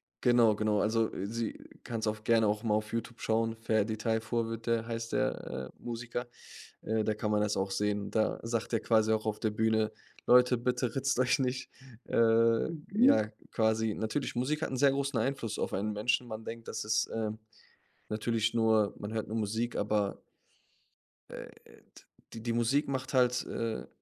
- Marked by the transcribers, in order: laughing while speaking: "euch"; other noise
- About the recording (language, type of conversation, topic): German, podcast, Wie hat Migration die Musik in deiner Familie verändert?